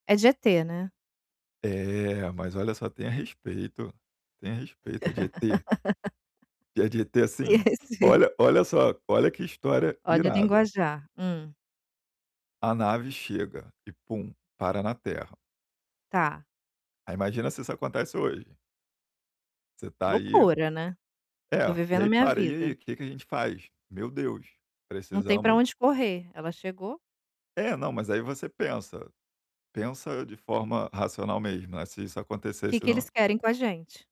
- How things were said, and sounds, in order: laugh; tapping
- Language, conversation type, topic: Portuguese, podcast, O que diferencia um bom filme de um ótimo filme?